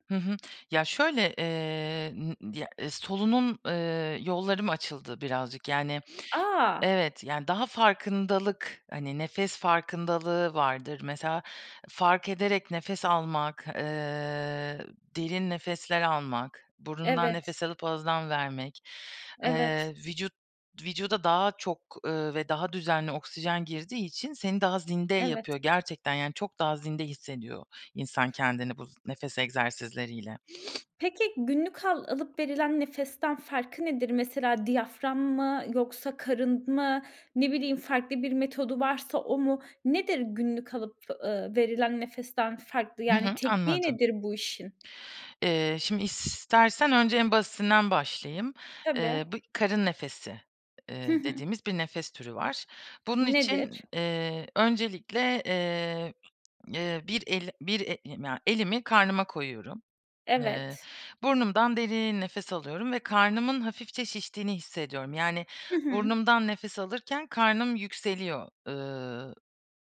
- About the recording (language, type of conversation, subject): Turkish, podcast, Kullanabileceğimiz nefes egzersizleri nelerdir, bizimle paylaşır mısın?
- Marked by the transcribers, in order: other background noise; sniff; tapping